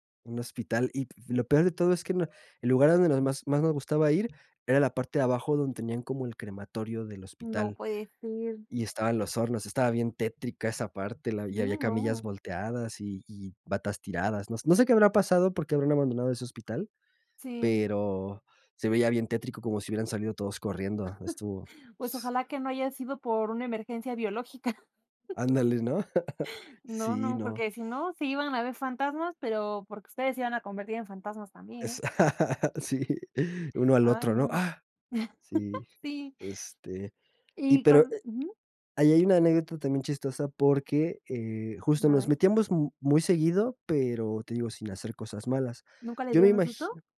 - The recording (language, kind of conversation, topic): Spanish, podcast, ¿Cuál ha sido tu experiencia más divertida con tus amigos?
- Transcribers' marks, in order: chuckle; laugh; chuckle; laugh; laughing while speaking: "sí"; other noise; chuckle